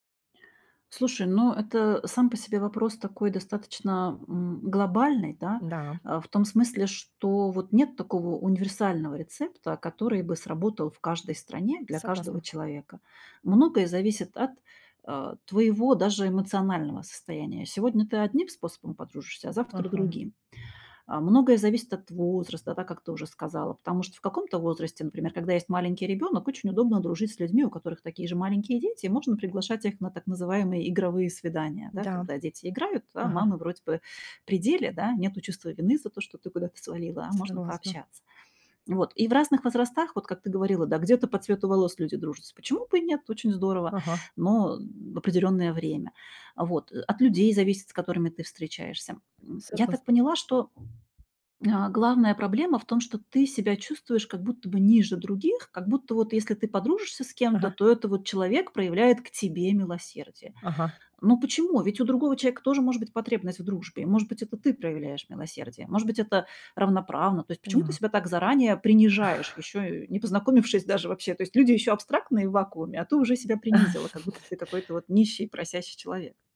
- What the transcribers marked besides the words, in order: other background noise; tapping; chuckle; chuckle
- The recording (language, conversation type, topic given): Russian, advice, Какие трудности возникают при попытках завести друзей в чужой культуре?